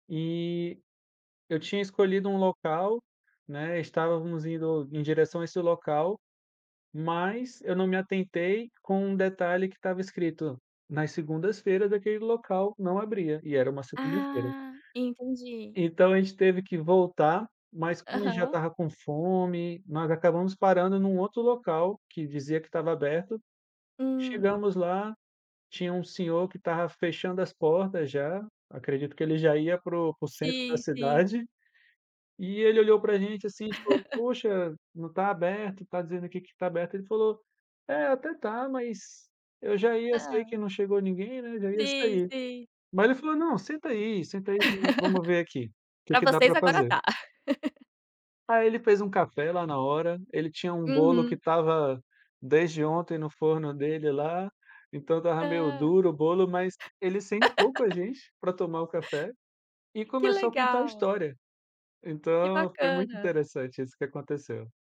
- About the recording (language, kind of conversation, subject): Portuguese, podcast, Qual foi uma viagem que transformou sua vida?
- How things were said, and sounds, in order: laugh; laugh; laugh; laugh